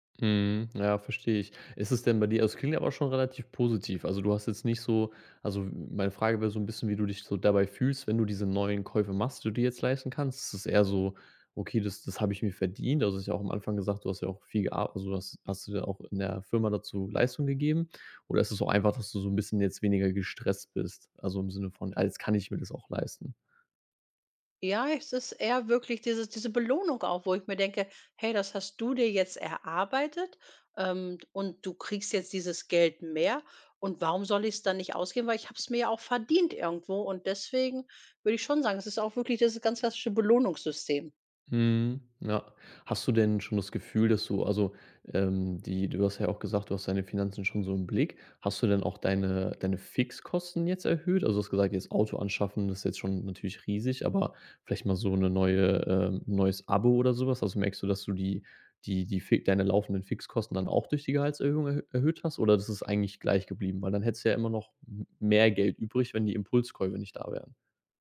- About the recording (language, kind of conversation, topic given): German, advice, Warum habe ich seit meiner Gehaltserhöhung weniger Lust zu sparen und gebe mehr Geld aus?
- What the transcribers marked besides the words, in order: none